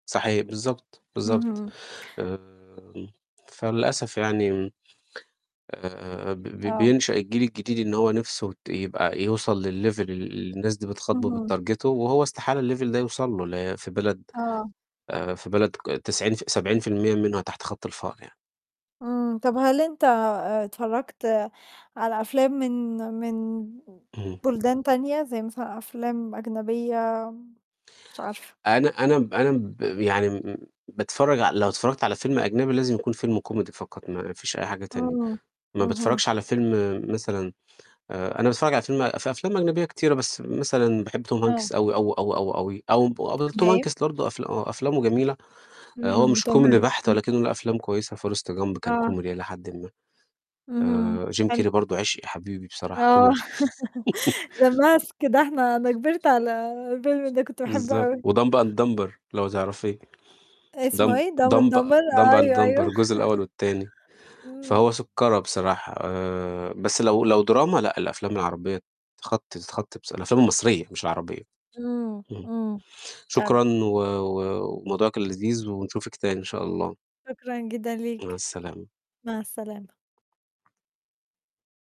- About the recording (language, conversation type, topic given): Arabic, unstructured, إزاي الأفلام بتأثر على طريقة تفكيرنا في الحياة؟
- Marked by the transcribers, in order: in English: "للlevel"; in English: "وبتتارجته"; in English: "الlevel"; tapping; unintelligible speech; unintelligible speech; "برضه" said as "لرضه"; laughing while speaking: "آه، the mask ده إحنا … كنت باحبّه أوي"; laugh; in English: "وdumb and dumber"; in English: "dumb dumb dumb and dumber"; in English: "dumb and dumber"; laughing while speaking: "أيوه، أيوه"; chuckle